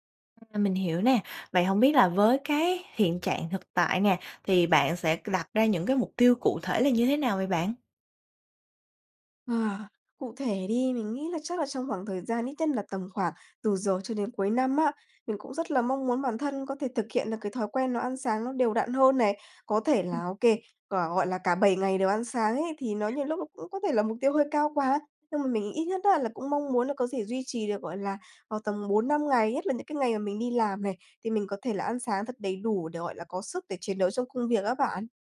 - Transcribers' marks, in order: other background noise
- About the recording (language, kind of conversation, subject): Vietnamese, advice, Làm sao để duy trì một thói quen mới mà không nhanh nản?